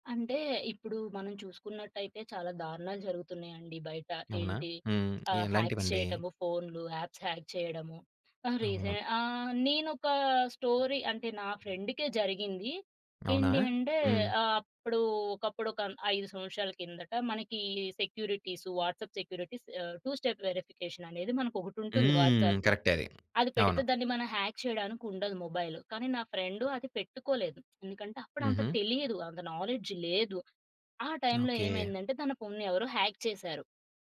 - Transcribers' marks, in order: in English: "హ్యాక్స్"; tapping; in English: "యాప్స్ హ్యాక్"; in English: "స్టోరీ"; in English: "సెక్యూరిటీస్, వాట్సాప్ సెక్యూరిటీస్"; in English: "టూ స్టెప్"; in English: "వాట్సాప్‌లో"; in English: "హ్యాక్"; in English: "ఫ్రెండ్"; other background noise; in English: "నాలెడ్జ్"; in English: "హ్యాక్"
- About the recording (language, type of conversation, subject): Telugu, podcast, సోషల్ మీడియాలో వ్యక్తిగత విషయాలు పంచుకోవడంపై మీ అభిప్రాయం ఏమిటి?